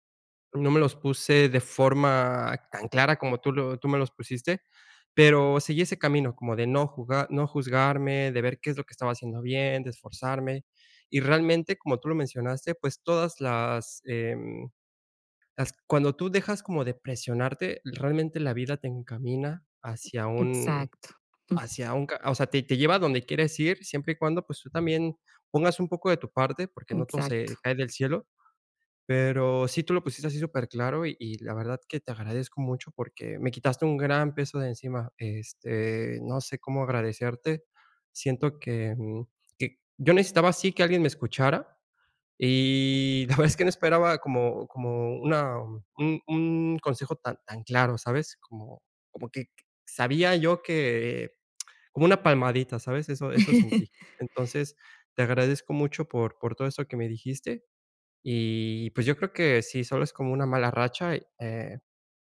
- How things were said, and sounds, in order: laughing while speaking: "la verdad"; chuckle
- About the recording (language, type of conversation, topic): Spanish, advice, ¿Cómo puedo manejar la sobrecarga mental para poder desconectar y descansar por las noches?